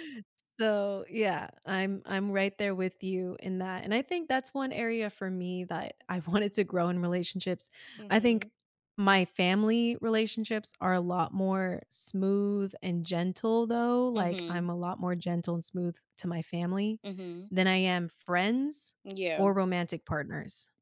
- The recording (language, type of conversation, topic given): English, unstructured, What steps can you take to build stronger connections with others this year?
- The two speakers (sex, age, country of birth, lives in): female, 20-24, United States, United States; female, 30-34, United States, United States
- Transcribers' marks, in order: none